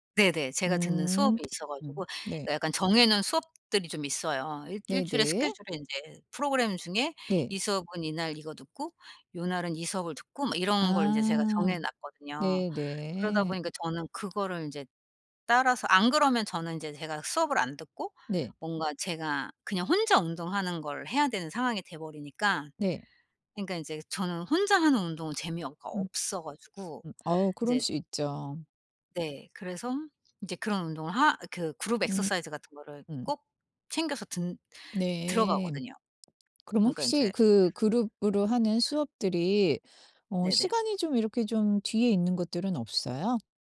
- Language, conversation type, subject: Korean, advice, 건강관리(운동·수면)과 업무가 충돌할 때 어떤 상황이 가장 어렵게 느껴지시나요?
- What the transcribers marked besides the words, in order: other background noise; in English: "Group exercise"